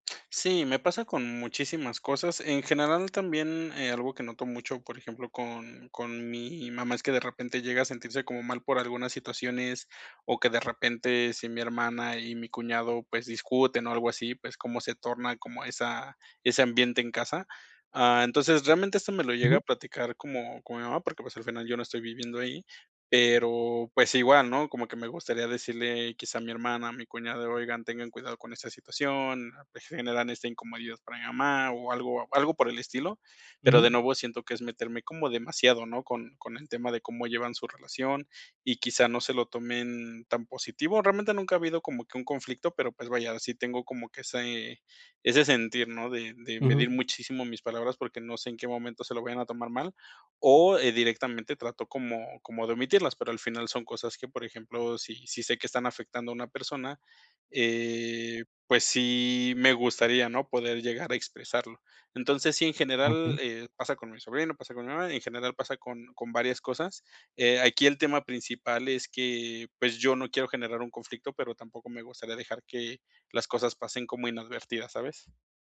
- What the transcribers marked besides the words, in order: tapping
- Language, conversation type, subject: Spanish, advice, ¿Cómo puedo expresar lo que pienso sin generar conflictos en reuniones familiares?